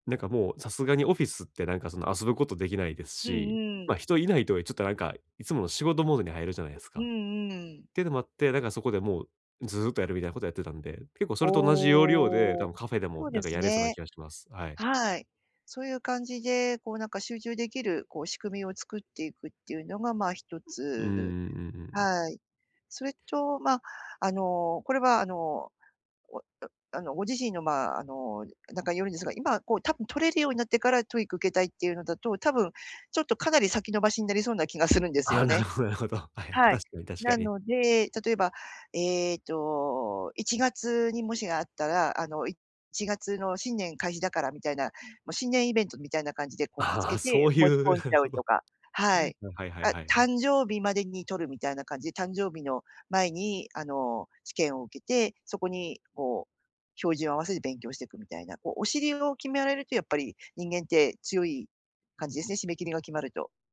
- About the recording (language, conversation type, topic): Japanese, advice, 忙しい毎日の中で趣味を続けるにはどうすればよいですか？
- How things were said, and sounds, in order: other background noise; laughing while speaking: "するんですよね"; laughing while speaking: "なるほど なるほど"; tapping; laughing while speaking: "ああ、そういう なるほど"